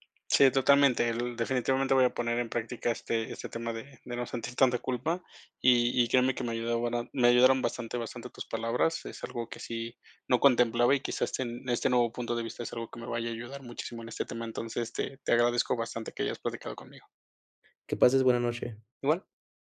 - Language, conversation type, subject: Spanish, advice, ¿Por qué me siento culpable o ansioso al gastar en mí mismo?
- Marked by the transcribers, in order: none